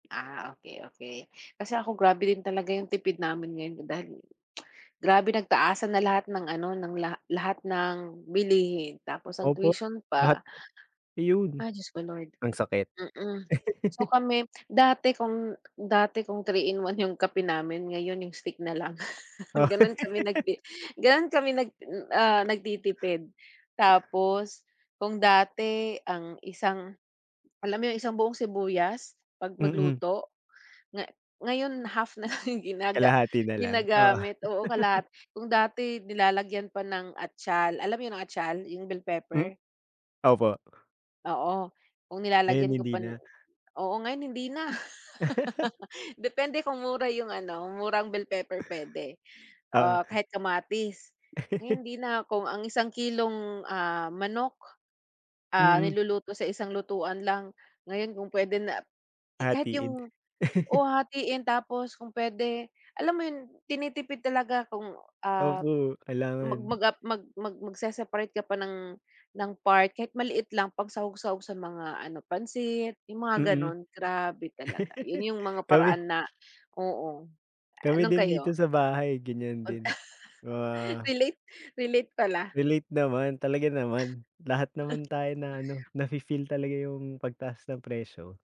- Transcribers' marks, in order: tongue click; laugh; laugh; laughing while speaking: "na lang ginaga"; laugh; laugh; laugh; laugh; laugh; laugh; tapping
- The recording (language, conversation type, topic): Filipino, unstructured, Ano ang mga paraan mo para makatipid sa pang-araw-araw?